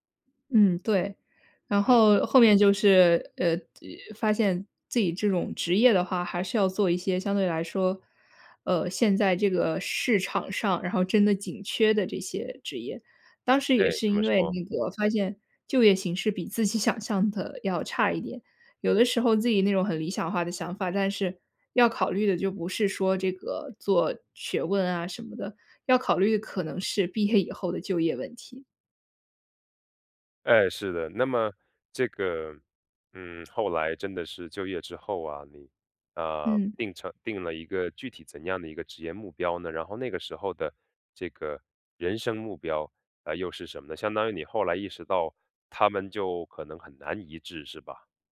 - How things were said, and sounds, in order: other noise; laughing while speaking: "自己想象的"; laughing while speaking: "毕业"
- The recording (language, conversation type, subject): Chinese, podcast, 你觉得人生目标和职业目标应该一致吗？